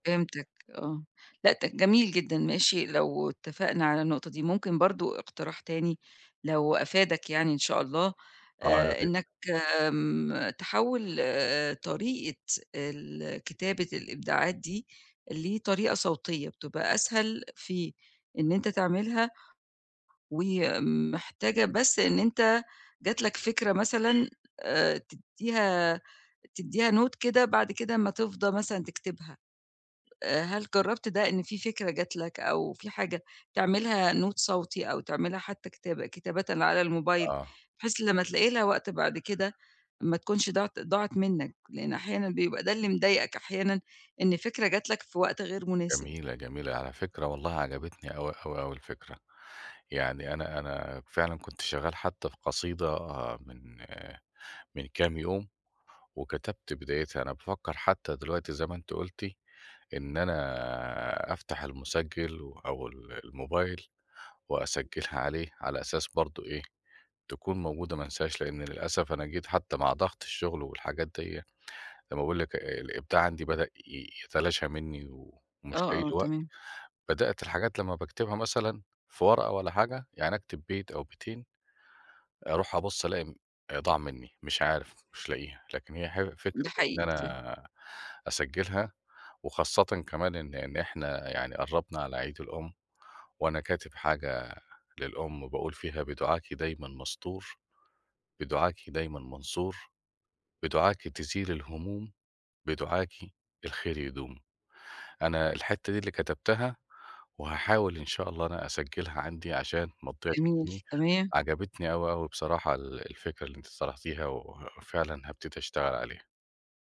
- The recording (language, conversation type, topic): Arabic, advice, إمتى وازاي بتلاقي وقت وطاقة للإبداع وسط ضغط الشغل والبيت؟
- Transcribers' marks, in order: in English: "note"; in English: "note"; unintelligible speech